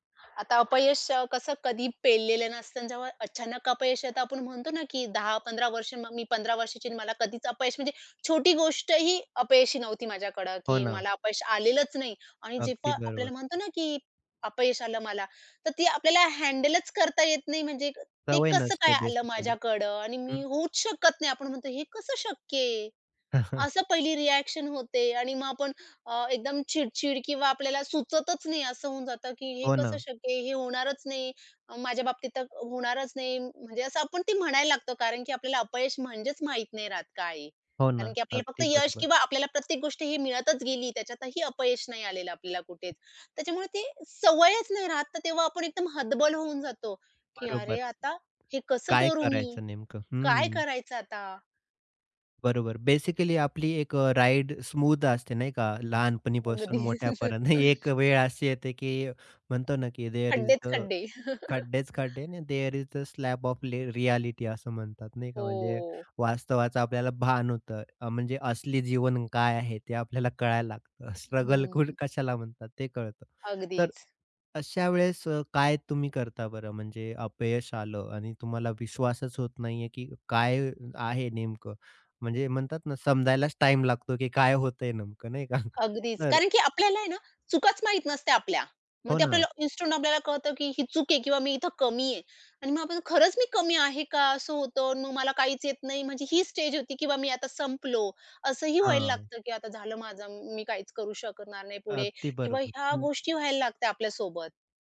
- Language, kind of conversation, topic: Marathi, podcast, अपयशानंतर पुन्हा प्रयत्न करायला कसं वाटतं?
- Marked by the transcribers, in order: other background noise; in English: "बेसिकली"; in English: "रिअ‍ॅक्शन"; chuckle; in English: "बेसिकली"; laughing while speaking: "अगदी"; laugh; laughing while speaking: "एक वेळ"; in English: "देअर ईज द"; laugh; in English: "अँड देअर ईज द स्लॅब ऑफ ले रिअ‍ॅलिटी"; drawn out: "हो"; tapping; laughing while speaking: "का"